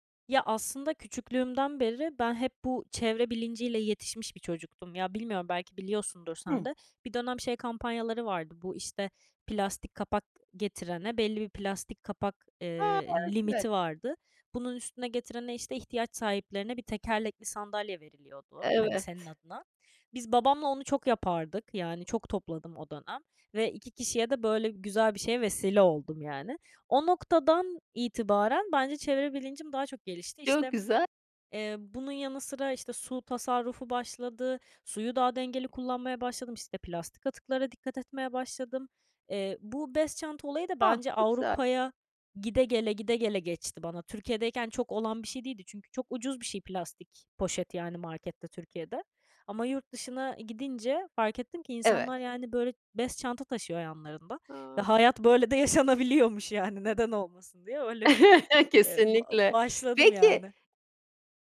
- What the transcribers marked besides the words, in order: laughing while speaking: "yaşanabiliyormuş, yani, neden olmasın"; other background noise; chuckle
- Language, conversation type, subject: Turkish, podcast, Günlük hayatta atıkları azaltmak için neler yapıyorsun, anlatır mısın?